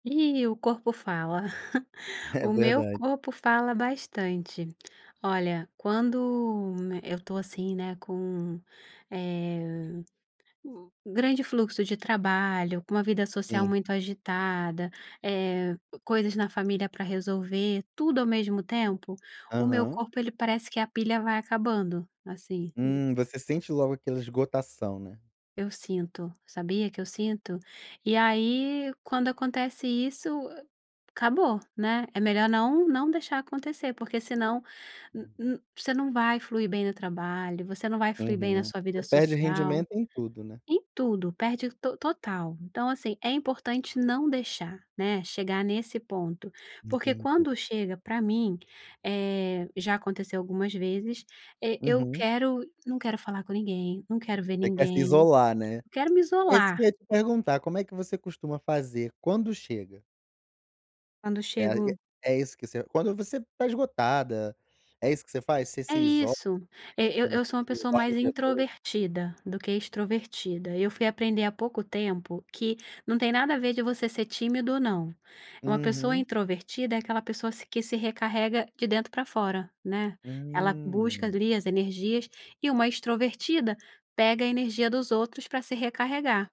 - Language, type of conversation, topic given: Portuguese, podcast, Como você costuma perceber que seu corpo precisa de descanso?
- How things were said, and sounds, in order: chuckle; tapping; unintelligible speech